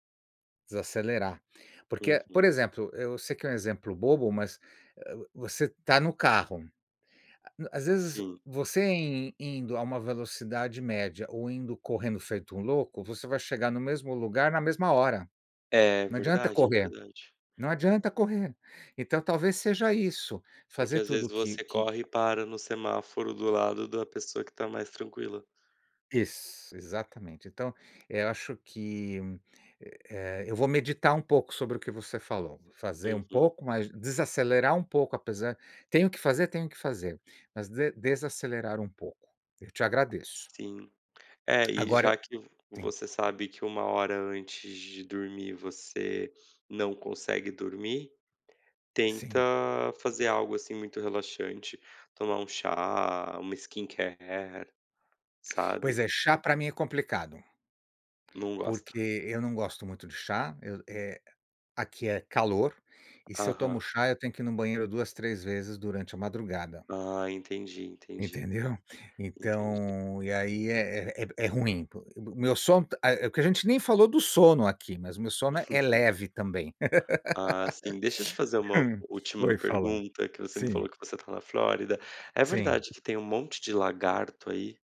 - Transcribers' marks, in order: other background noise; chuckle; chuckle; laugh
- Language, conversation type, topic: Portuguese, unstructured, Qual é o seu ambiente ideal para recarregar as energias?